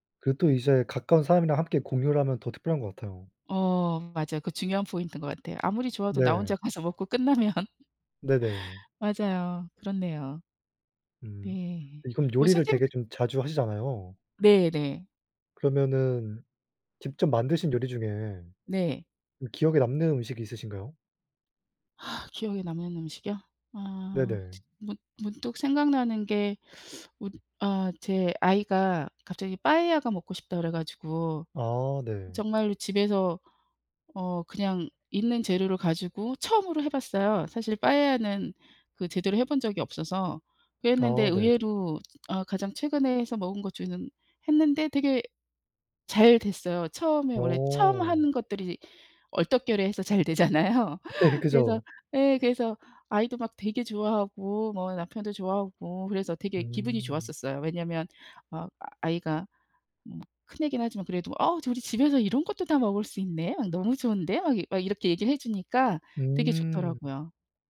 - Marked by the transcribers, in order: laughing while speaking: "가서 먹고 끝나면"; tapping; other background noise; laughing while speaking: "잘 되잖아요"; laughing while speaking: "네"
- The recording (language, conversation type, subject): Korean, unstructured, 집에서 요리해 먹는 것과 외식하는 것 중 어느 쪽이 더 좋으신가요?